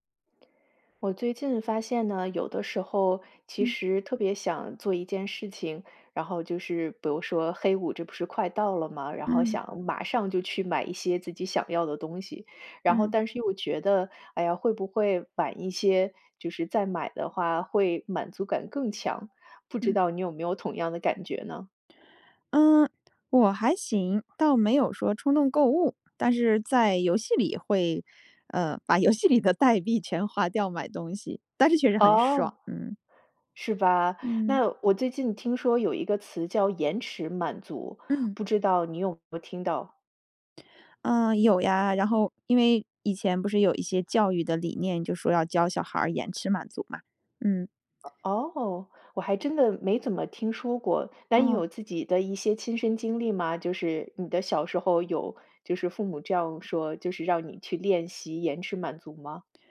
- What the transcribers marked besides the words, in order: laughing while speaking: "把游戏里的代币全花掉买东西"; other noise
- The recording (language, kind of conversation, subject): Chinese, podcast, 你怎样教自己延迟满足？